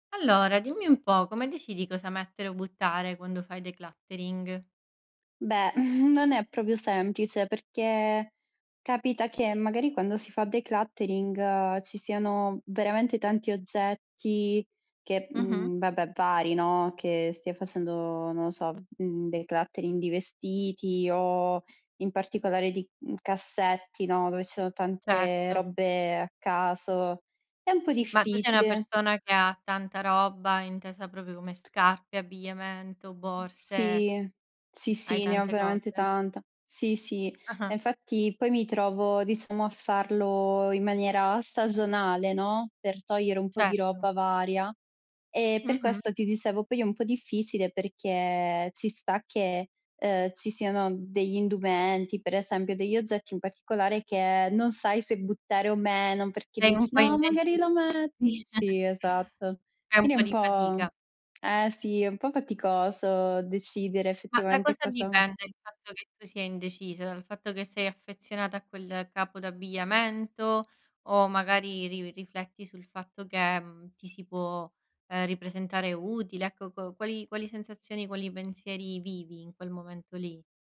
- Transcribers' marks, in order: tapping; in English: "decluttering?"; chuckle; "proprio" said as "propio"; in English: "decluttering"; in English: "decluttering"; "proprio" said as "propio"; other background noise; "indecisa" said as "indeci"; put-on voice: "No, magari lo me"; laughing while speaking: "Sì"; chuckle
- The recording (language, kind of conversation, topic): Italian, podcast, Come decidi cosa tenere e cosa buttare quando fai decluttering?